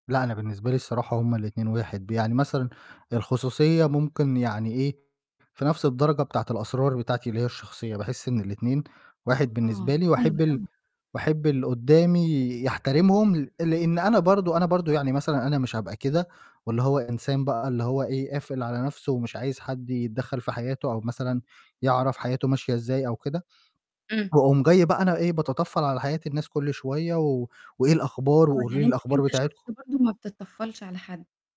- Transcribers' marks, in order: distorted speech
- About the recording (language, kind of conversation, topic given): Arabic, podcast, إزاي بتحافظ على خصوصيتك وسط العيلة؟